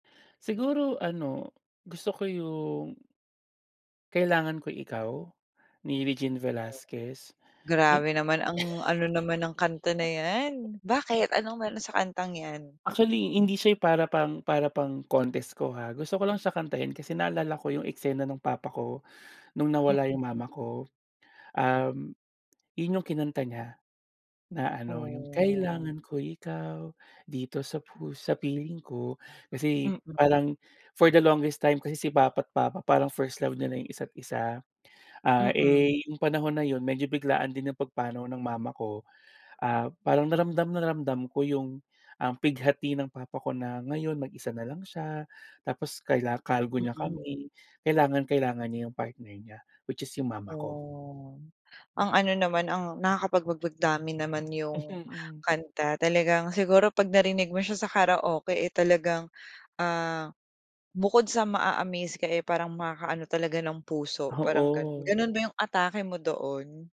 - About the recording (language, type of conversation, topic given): Filipino, podcast, Anong kanta ang lagi mong kinakanta sa karaoke?
- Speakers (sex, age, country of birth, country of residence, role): female, 25-29, Philippines, Philippines, host; male, 30-34, Philippines, Philippines, guest
- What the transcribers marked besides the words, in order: other background noise; chuckle; tapping; singing: "kailangan ko ikaw dito sa pus sa piling ko"